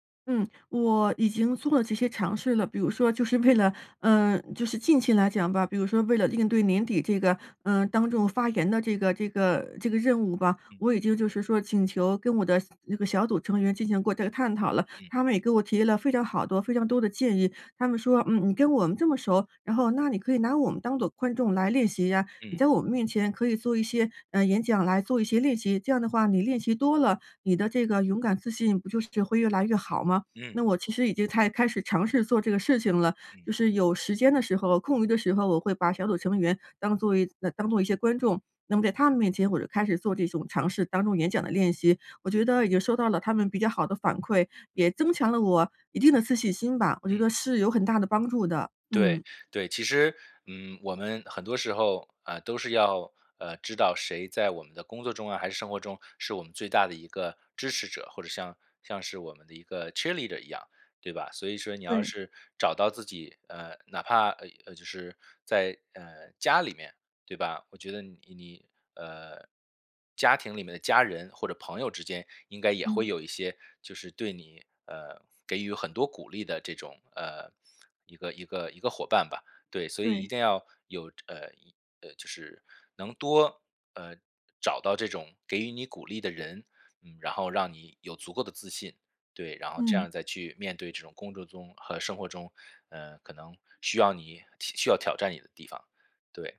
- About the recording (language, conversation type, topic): Chinese, advice, 如何才能更好地应对并缓解我在工作中难以控制的压力和焦虑？
- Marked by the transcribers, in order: laughing while speaking: "为了"; in English: "cheerleader"